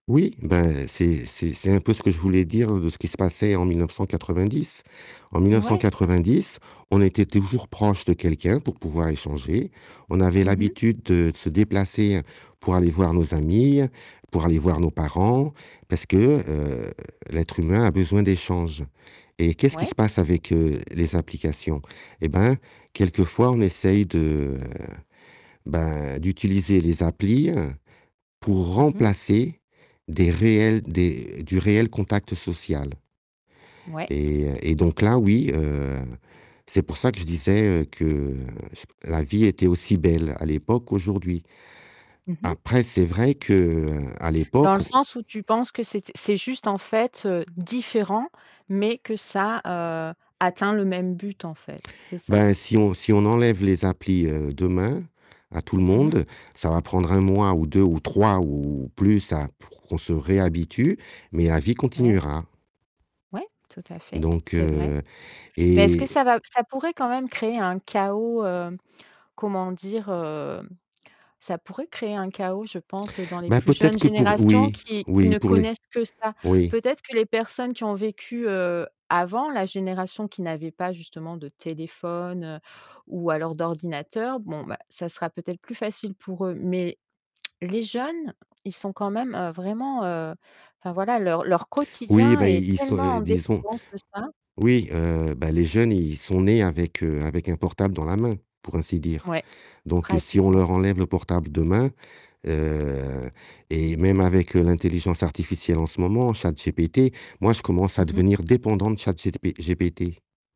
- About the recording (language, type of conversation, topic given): French, podcast, Quelle application utilises-tu tout le temps, et pourquoi ?
- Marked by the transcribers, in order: mechanical hum; tapping; other background noise; stressed: "différent"; lip smack; distorted speech